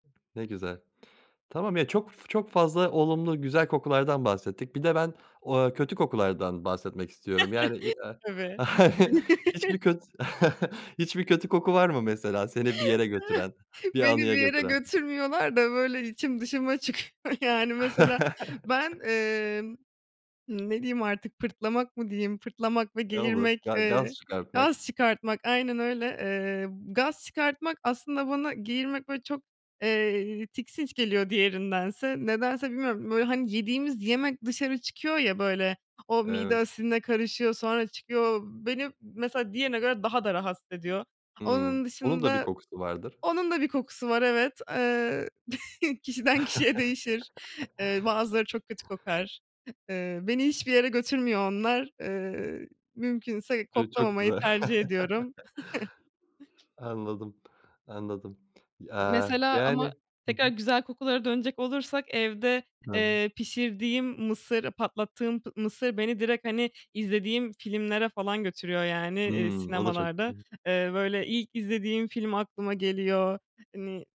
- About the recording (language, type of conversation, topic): Turkish, podcast, Bir koku seni geçmişe götürdüğünde hangi yemeği hatırlıyorsun?
- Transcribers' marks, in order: other background noise; chuckle; chuckle; laughing while speaking: "çıkıyor"; chuckle; tapping; chuckle; chuckle; chuckle; unintelligible speech; unintelligible speech